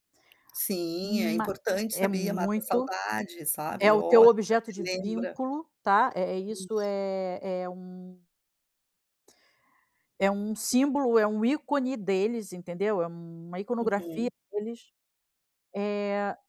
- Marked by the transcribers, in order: tapping
- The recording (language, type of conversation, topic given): Portuguese, advice, Como posso me desapegar de objetos com valor sentimental?